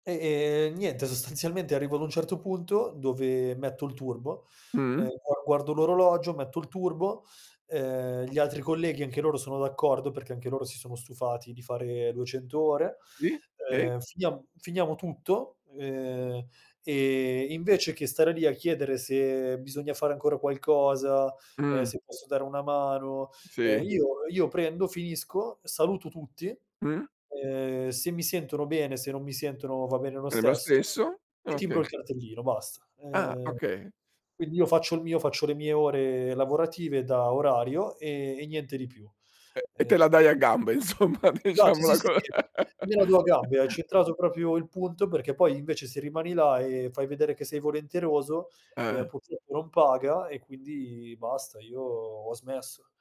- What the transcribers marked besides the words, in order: laughing while speaking: "insomma, diciamola co"; "proprio" said as "propio"
- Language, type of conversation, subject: Italian, podcast, Come decidi quando fare gli straordinari e quando dire di no, sinceramente?